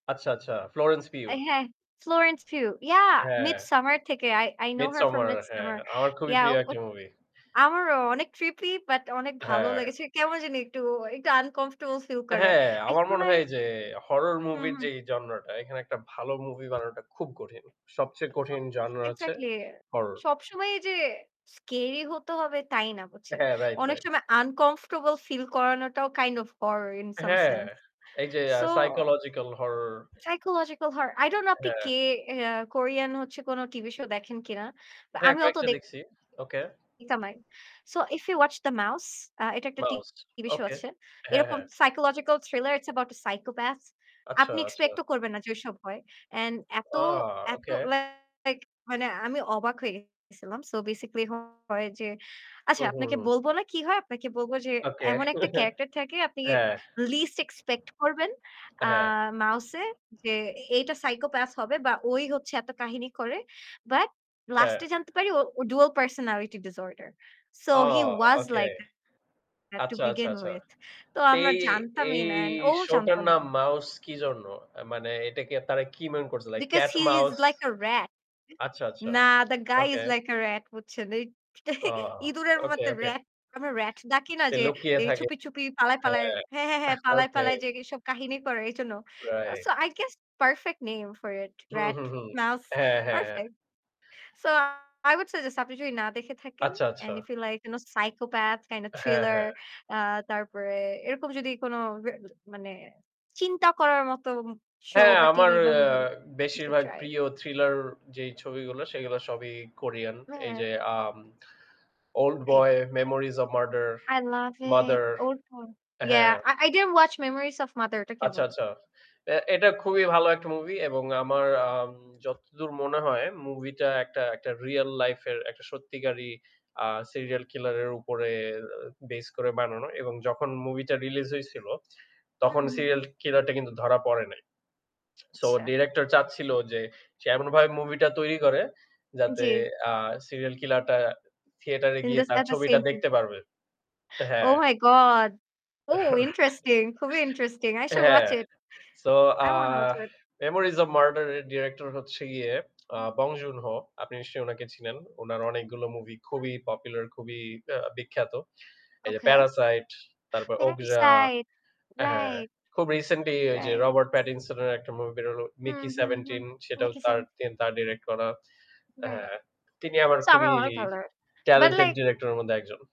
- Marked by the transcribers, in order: static; in English: "I I know her from Midsummer। Yeah"; tapping; unintelligible speech; in English: "kind of horror in some sense. So"; other background noise; in English: "psychological horror। I don't know"; unintelligible speech; in English: "If you watch the mouse"; distorted speech; in English: "psychological thriller, it's about a psychopath"; chuckle; in English: "dual personality disorder. So he was like that to begin with"; in English: "Because he is like a rat"; in English: "the guy is like a rat"; chuckle; in English: "so I guess perfect name … I would suggest"; in English: "and if you like you know psychopath kind of thriller"; unintelligible speech; in English: "you should try it"; in English: "Right. I love it. Old form Yeah, I, I didn't watch"; unintelligible speech; in English: "In this at the same field"; in English: "Oh my god! Oh interesting"; chuckle; in English: "I should watch it. I wanna watch it"
- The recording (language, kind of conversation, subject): Bengali, unstructured, কোন সিনেমার গল্প আপনাকে সবচেয়ে বেশি অবাক করেছে?